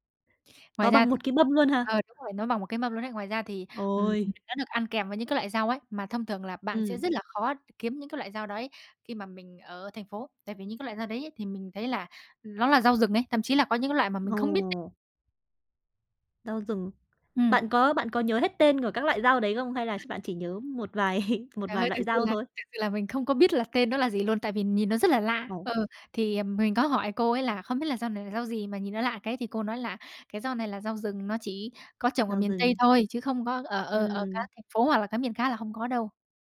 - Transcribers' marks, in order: tapping; other background noise; chuckle
- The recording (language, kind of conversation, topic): Vietnamese, podcast, Có bao giờ bạn ăn một món ngon đến mức muốn quay lại nơi đó không?